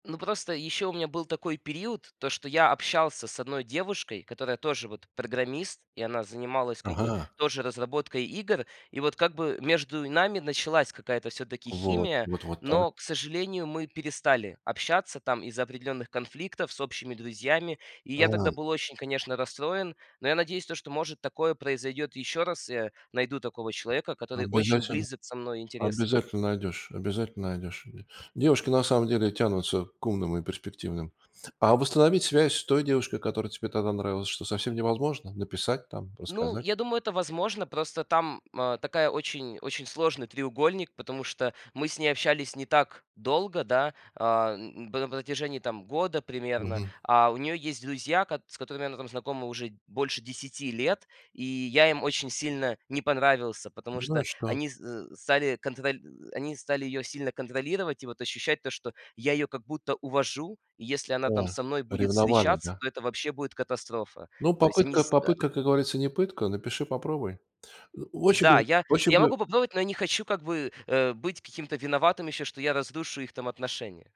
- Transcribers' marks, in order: tapping
- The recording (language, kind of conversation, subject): Russian, podcast, Как выбрать между карьерой и личным счастьем?